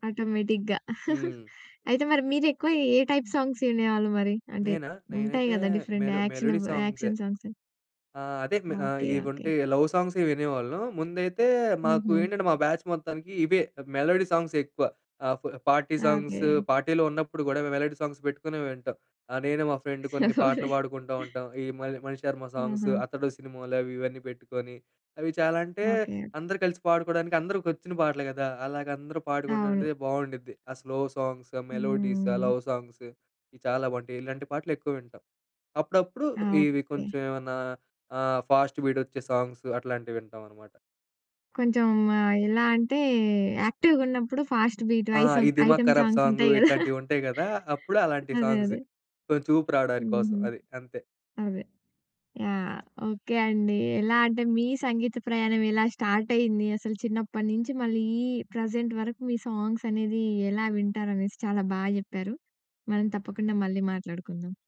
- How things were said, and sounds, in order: in English: "ఆటోమేటిక్‌గా"; laugh; in English: "టైప్ సాంగ్స్"; other background noise; in English: "డిఫరెంట్ యాక్షన్ ఆఫ్ యాక్షన్ సాంగ్స్"; in English: "మెలో మెలోడీ"; in English: "లవ్ సాంగ్స్"; in English: "బ్యాచ్"; in English: "మెలోడీ సాంగ్స్"; in English: "ఫ్ పార్టీ"; in English: "పార్టీలో"; in English: "మెలోడీ సాంగ్స్"; laugh; in English: "ఫ్రెండ్"; tapping; in English: "స్లో సాంగ్స్, మెలోడీస్"; in English: "లవ్ సాంగ్స్"; in English: "ఫాస్ట్ బీట్"; in English: "సాంగ్స్"; in English: "ఫాస్ట్ బీట్ ఐసం ఐసమ్ ఐటెమ్ సాంగ్స్"; chuckle; in English: "సాంగ్స్"; in English: "స్టార్ట్"; in English: "మళ్ళీ ఈ ప్రెజెంట్"; in English: "సాంగ్స్"
- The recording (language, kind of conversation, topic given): Telugu, podcast, నీ సంగీత ప్రయాణం మొదలైన క్షణం గురించి చెప్పగలవా?